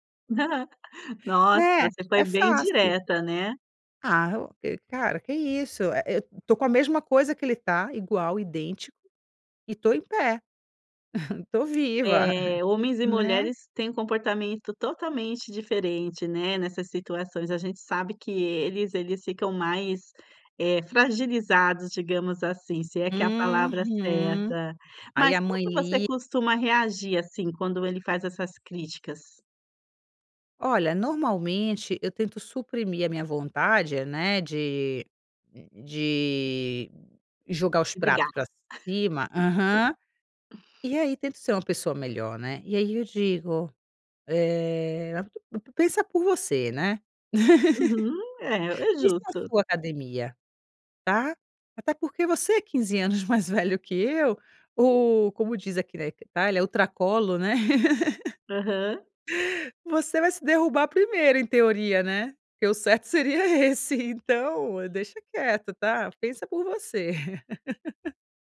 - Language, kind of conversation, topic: Portuguese, advice, Como lidar com um(a) parceiro(a) que faz críticas constantes aos seus hábitos pessoais?
- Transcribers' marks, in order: laugh; chuckle; tapping; chuckle; chuckle; giggle; in Italian: "ultracolo"; laugh; laugh